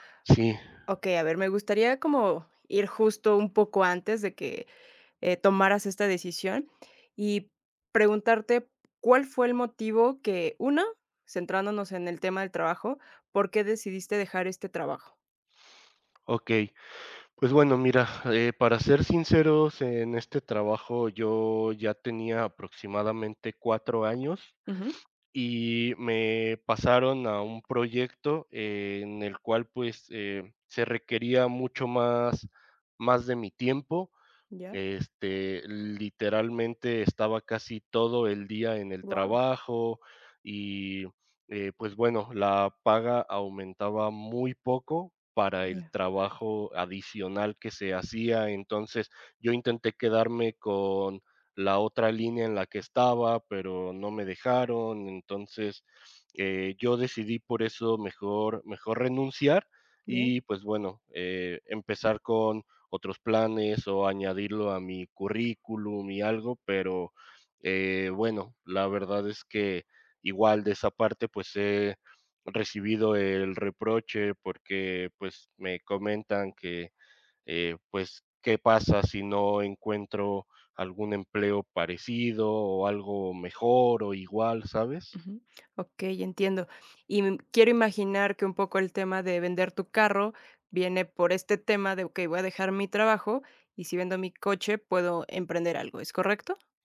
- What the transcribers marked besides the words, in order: other background noise; tapping
- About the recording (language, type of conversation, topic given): Spanish, advice, ¿Cómo puedo manejar un sentimiento de culpa persistente por errores pasados?